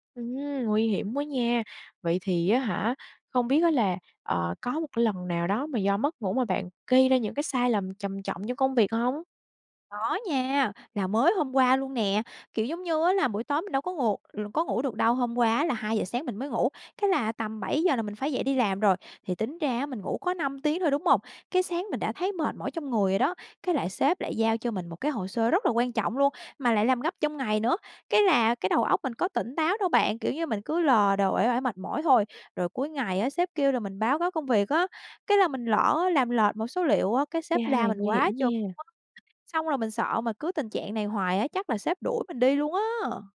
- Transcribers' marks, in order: tapping; other background noise
- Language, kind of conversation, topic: Vietnamese, advice, Bạn đang bị mất ngủ và ăn uống thất thường vì đau buồn, đúng không?